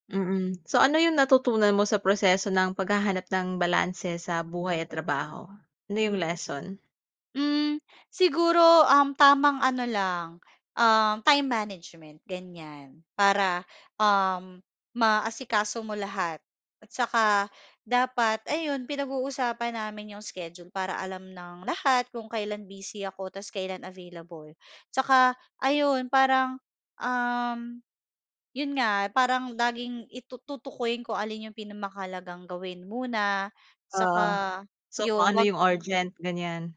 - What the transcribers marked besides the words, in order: other background noise; background speech
- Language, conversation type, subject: Filipino, podcast, Paano mo nababalanse ang trabaho at mga gawain sa bahay kapag pareho kang abala sa dalawa?